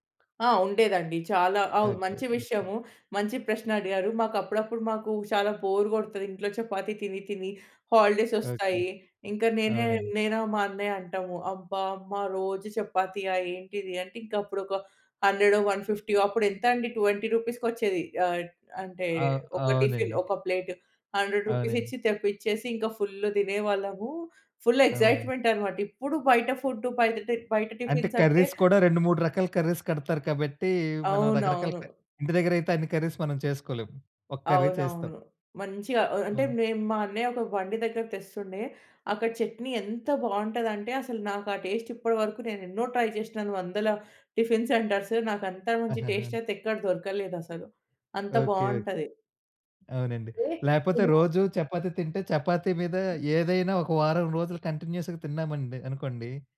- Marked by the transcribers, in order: tapping; other background noise; unintelligible speech; in English: "బోర్"; in English: "హండ్రెడో, వన్ ఫిఫ్టీయో"; in English: "ట్వెంటీ"; in English: "టిఫిన్"; in English: "ప్లేట్. హండ్రెడ్"; in English: "ఫుల్"; in English: "కర్రీస్"; in English: "కర్రీస్"; in English: "కర్రీస్"; in English: "కర్రీ"; in English: "టేస్ట్"; in English: "ట్రై"; in English: "కంటిన్యూస్‌గా"
- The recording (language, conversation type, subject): Telugu, podcast, సాధారణంగా మీరు అల్పాహారంగా ఏమి తింటారు?